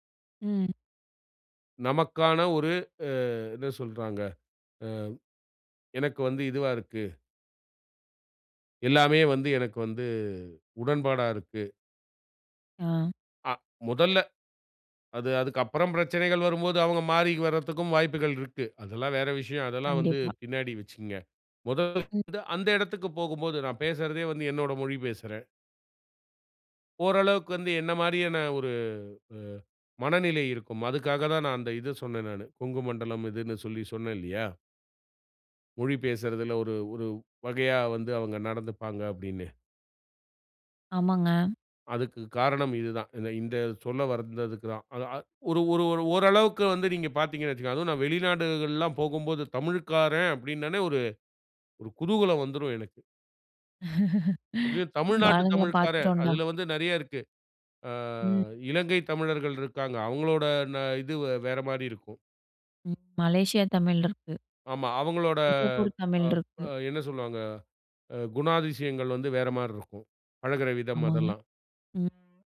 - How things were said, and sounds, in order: unintelligible speech; joyful: "அதுவும் நான் வெளிநாடுகள்ல்லாம் போகும்போது தமிழ்க்காரன் அப்படின்னாலே ஒரு குதூகலம் வந்துரும் எனக்கு!"; laugh; drawn out: "அவங்களோட"
- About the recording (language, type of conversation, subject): Tamil, podcast, மொழி உங்கள் தனிச்சமுதாயத்தை எப்படிக் கட்டமைக்கிறது?
- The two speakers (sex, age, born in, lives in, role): female, 25-29, India, India, host; male, 45-49, India, India, guest